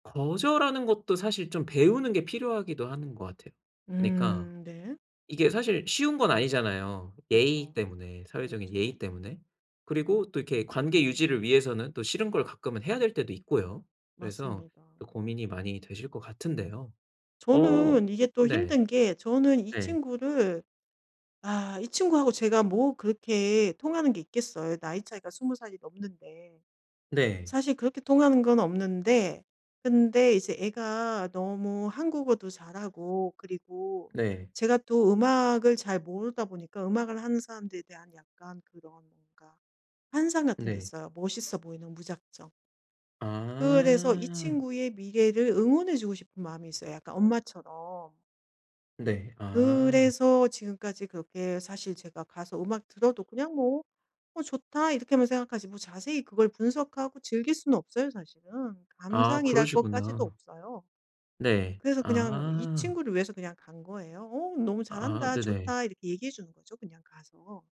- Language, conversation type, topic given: Korean, advice, 파티에 가는 게 부담스럽다면 어떻게 하면 좋을까요?
- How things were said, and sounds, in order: other background noise; tapping